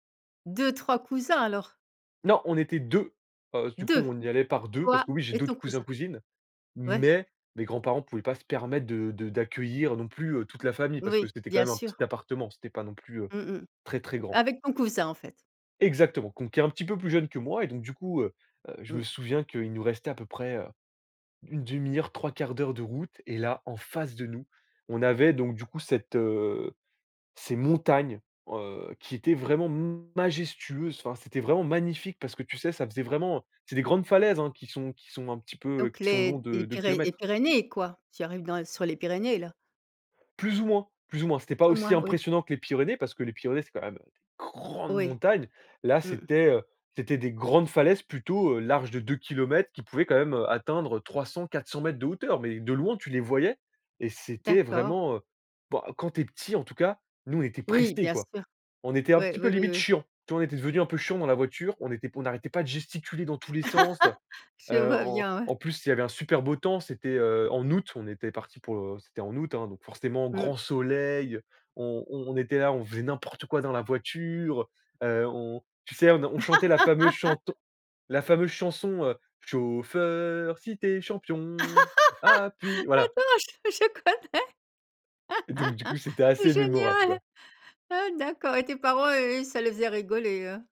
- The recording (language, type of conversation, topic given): French, podcast, Quel est ton meilleur souvenir d’aventure en plein air ?
- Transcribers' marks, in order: stressed: "deux"; stressed: "grande"; "pressé" said as "presté"; stressed: "chiant"; laugh; laugh; singing: "Chauffeur si tu es champion, appuie"; laugh; laughing while speaking: "Attends ! Je je connais ! Génial !"; laugh